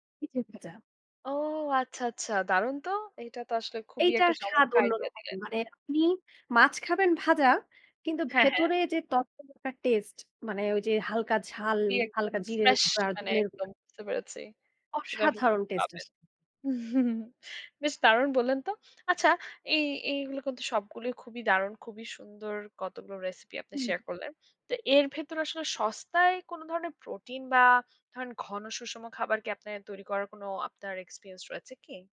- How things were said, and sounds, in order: in English: "idea"; other background noise; "ধনিয়ার" said as "ধনের"; chuckle; "কিন্তু" said as "কুন্তু"
- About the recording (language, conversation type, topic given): Bengali, podcast, কম খরচে সুস্বাদু খাবার বানাতে আপনি কী করেন?